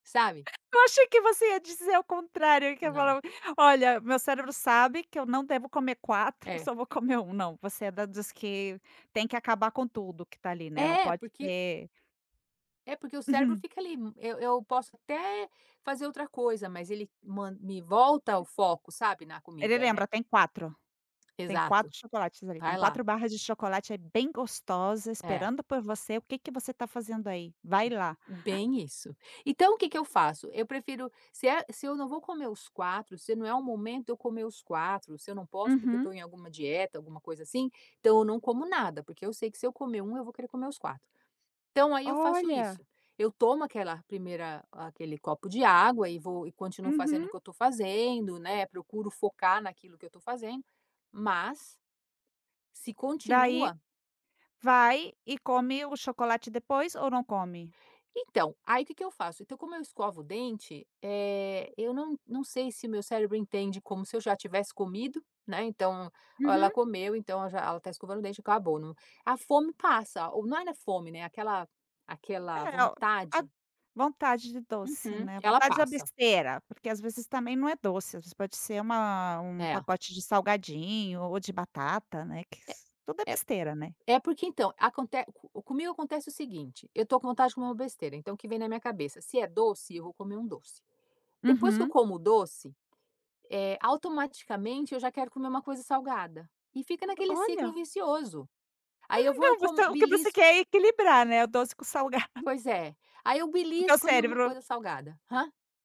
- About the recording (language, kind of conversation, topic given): Portuguese, podcast, Como você lida com a vontade de comer besteiras?
- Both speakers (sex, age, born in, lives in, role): female, 50-54, Brazil, Spain, host; female, 50-54, United States, United States, guest
- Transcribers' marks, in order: laugh; chuckle; other background noise; laughing while speaking: "Não, você"; chuckle